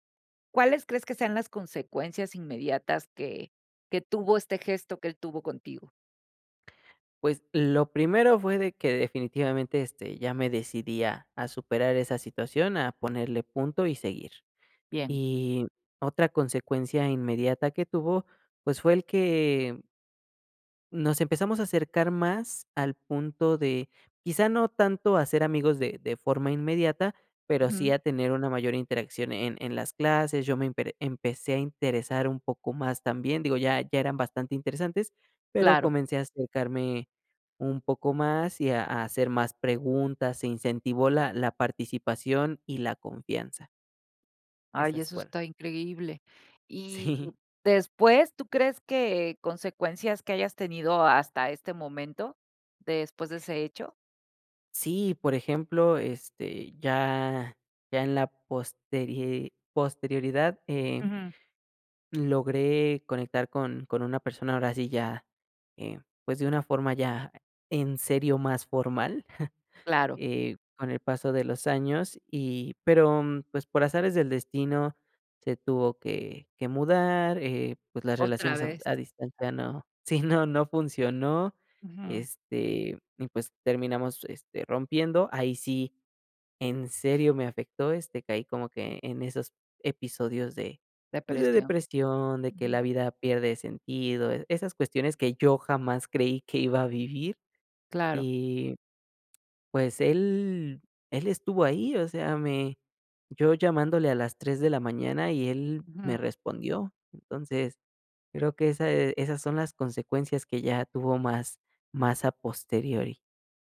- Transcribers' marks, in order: laughing while speaking: "Sí"; chuckle; tapping
- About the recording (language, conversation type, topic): Spanish, podcast, ¿Qué pequeño gesto tuvo consecuencias enormes en tu vida?